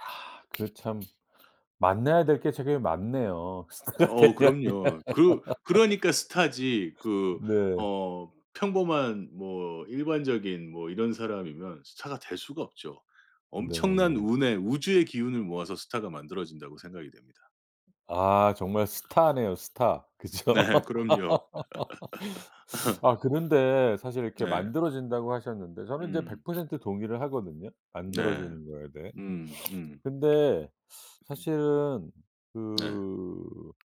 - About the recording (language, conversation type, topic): Korean, podcast, 새로운 스타가 뜨는 데에는 어떤 요인들이 작용한다고 보시나요?
- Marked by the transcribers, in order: tapping; laughing while speaking: "스타가 되려면"; other background noise; laugh; laughing while speaking: "그쵸?"; laugh; sniff